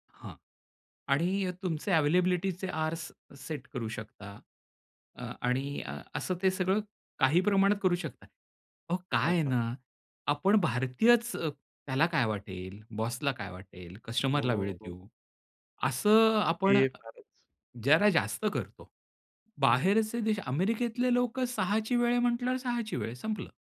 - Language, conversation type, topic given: Marathi, podcast, डिजिटल विराम घेण्याचा अनुभव तुमचा कसा होता?
- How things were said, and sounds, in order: in English: "अवेलेबिलिटीचे अवर्स सेट"